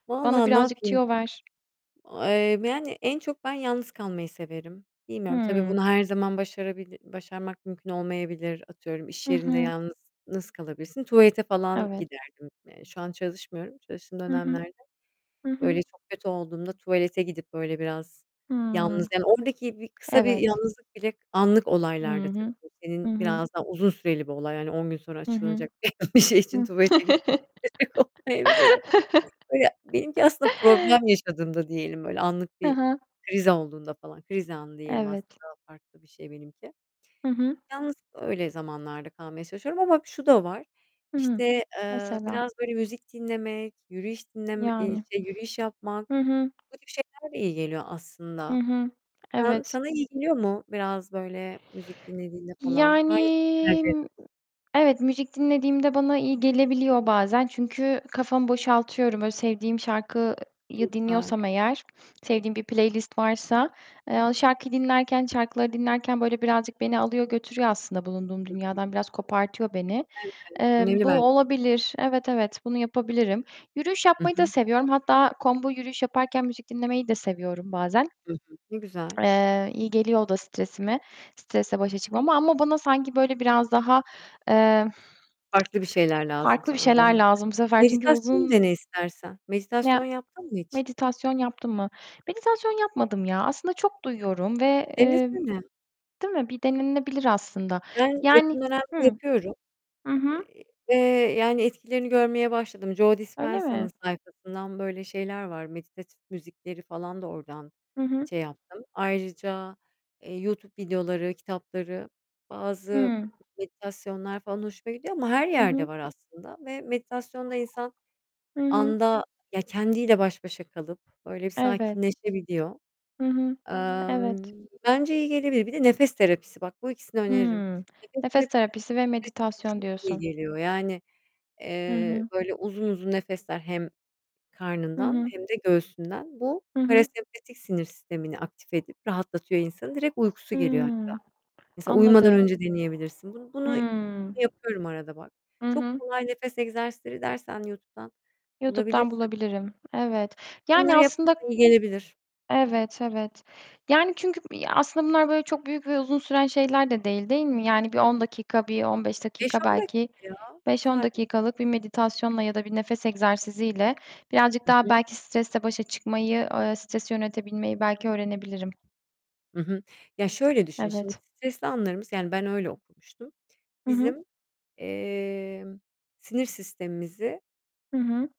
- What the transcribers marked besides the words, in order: tapping; other background noise; distorted speech; static; chuckle; laughing while speaking: "bir şey için tuvalete gitmeye gerek olmayabilir de"; laugh; unintelligible speech; drawn out: "Yani"; in English: "playlist"; in English: "combo"; lip smack; lip smack; unintelligible speech
- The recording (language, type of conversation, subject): Turkish, unstructured, Günlük stresle başa çıkmak için ne yaparsın?